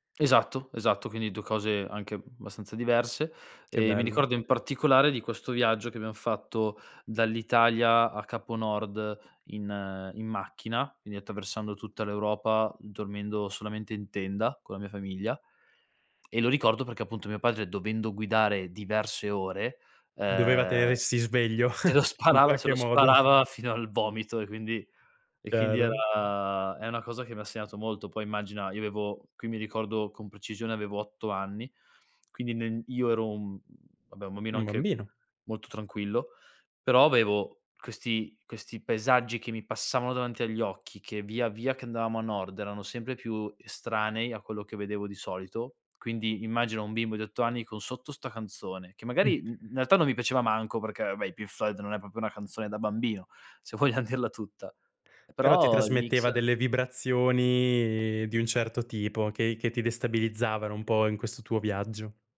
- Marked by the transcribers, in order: "abbastanza" said as "bastanza"; other background noise; laughing while speaking: "sparava"; chuckle; "vabbè" said as "abé"; "proprio" said as "propio"; laughing while speaking: "vogliam dirla"; tapping
- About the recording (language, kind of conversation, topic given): Italian, podcast, Quale album definisce un periodo della tua vita?